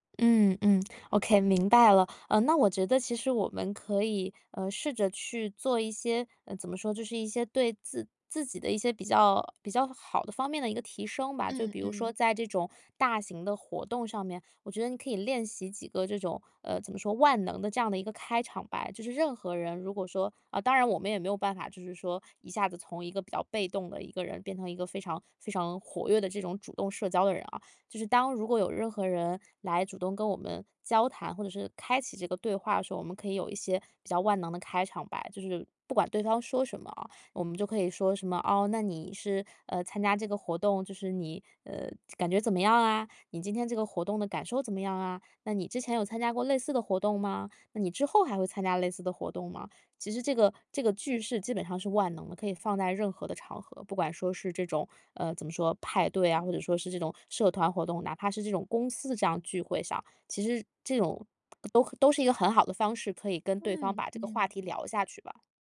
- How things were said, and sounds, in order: in English: "OK"
- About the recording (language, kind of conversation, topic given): Chinese, advice, 如何在派对上不显得格格不入？